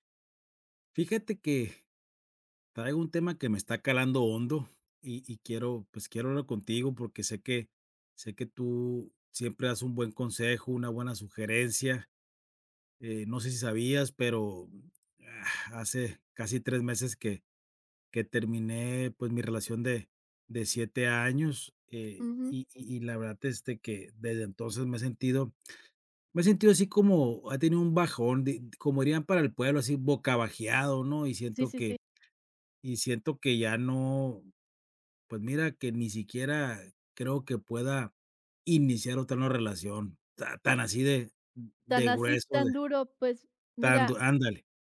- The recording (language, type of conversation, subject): Spanish, advice, ¿Cómo ha afectado la ruptura sentimental a tu autoestima?
- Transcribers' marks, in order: none